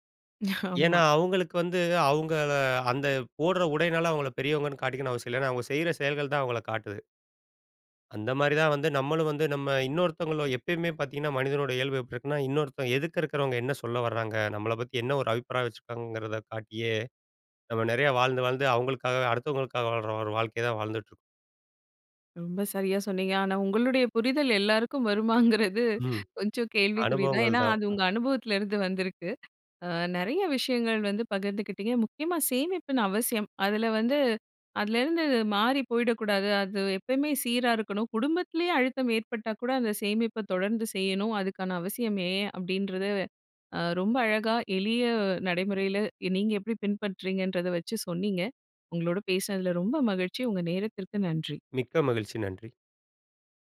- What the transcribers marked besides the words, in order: laughing while speaking: "ஆமா"; other background noise; "ஒரு" said as "வரு"; laughing while speaking: "வருமாங்கறது"
- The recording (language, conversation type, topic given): Tamil, podcast, பணத்தை இன்றே செலவிடலாமா, சேமிக்கலாமா என்று நீங்கள் எப்படி முடிவு செய்கிறீர்கள்?